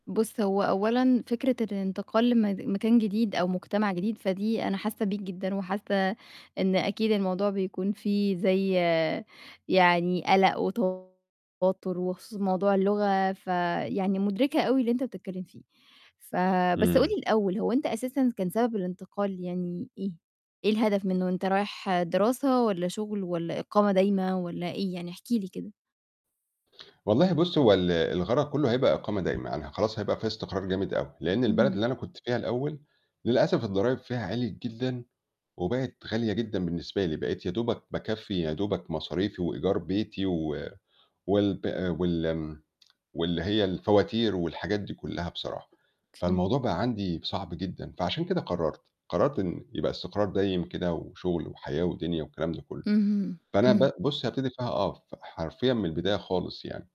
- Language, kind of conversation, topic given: Arabic, advice, إزاي أقدر أنقل لمدينة جديدة وأبدأ حياتي من الصفر؟
- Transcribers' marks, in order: distorted speech